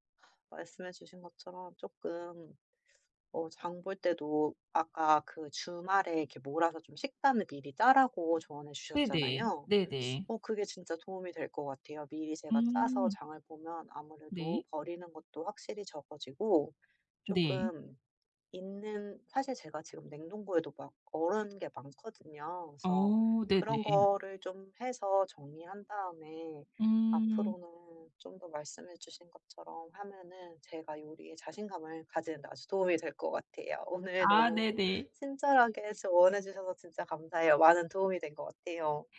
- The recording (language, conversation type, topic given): Korean, advice, 요리에 자신감을 키우려면 어떤 작은 습관부터 시작하면 좋을까요?
- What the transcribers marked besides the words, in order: other background noise; tapping